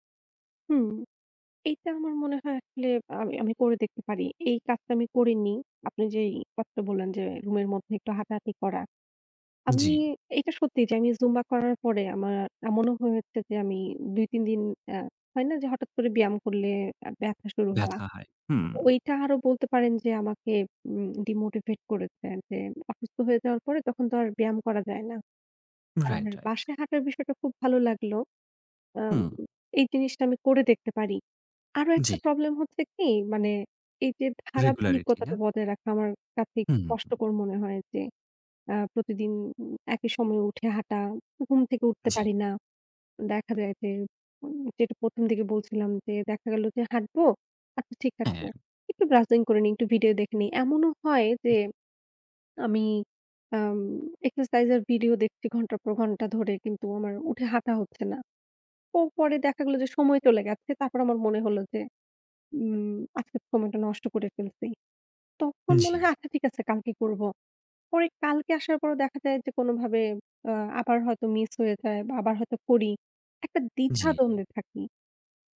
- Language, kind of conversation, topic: Bengali, advice, দৈনন্দিন রুটিনে আগ্রহ হারানো ও লক্ষ্য স্পষ্ট না থাকা
- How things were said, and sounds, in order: other background noise; in English: "demotivate"; other noise; in English: "problem"; in English: "Regularity"; in English: "browsing"; in English: "exercise"